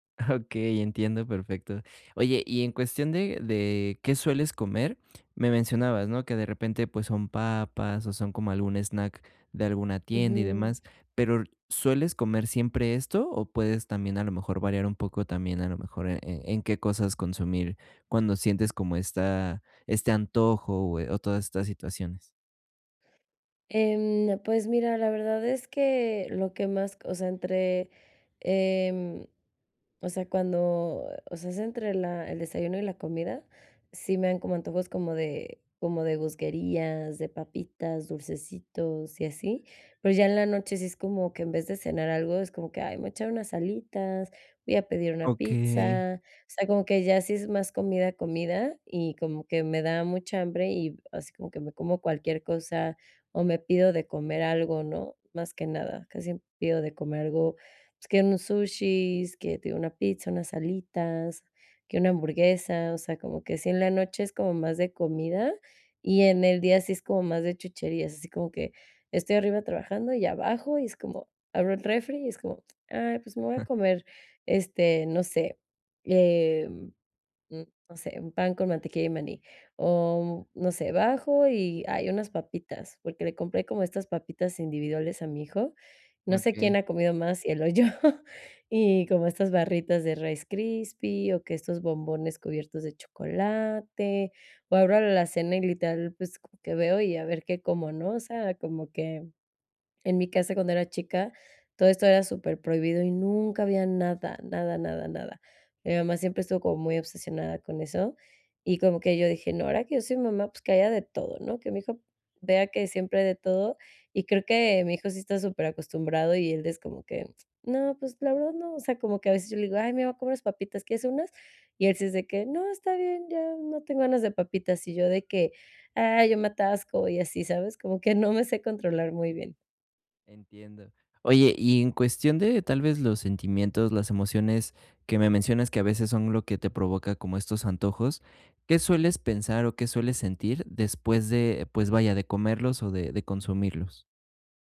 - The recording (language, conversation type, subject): Spanish, advice, ¿Cómo puedo controlar mis antojos y el hambre emocional?
- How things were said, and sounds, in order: other noise; unintelligible speech